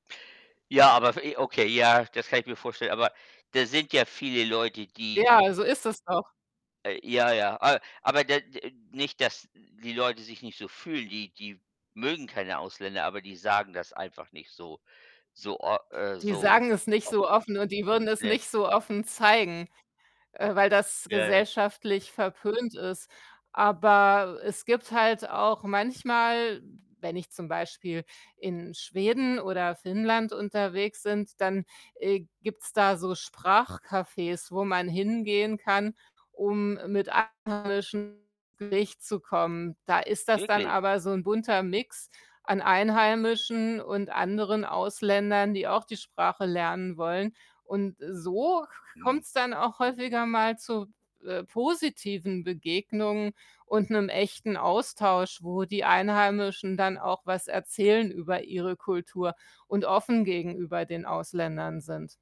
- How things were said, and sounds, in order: unintelligible speech; other background noise; distorted speech
- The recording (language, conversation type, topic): German, unstructured, Wie wichtig sind dir Begegnungen mit Einheimischen auf Reisen?